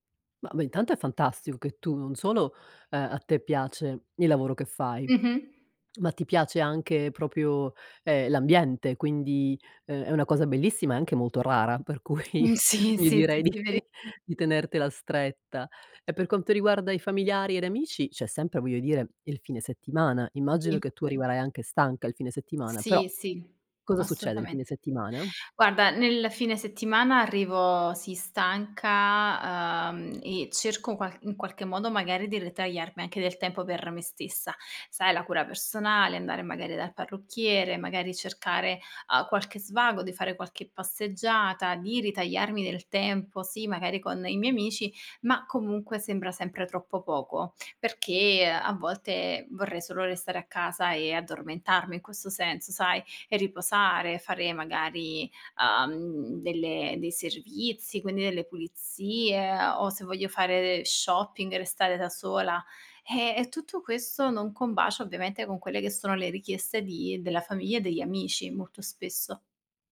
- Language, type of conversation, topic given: Italian, advice, Come posso gestire il senso di colpa per aver trascurato famiglia e amici a causa del lavoro?
- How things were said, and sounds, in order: laughing while speaking: "per cui"; chuckle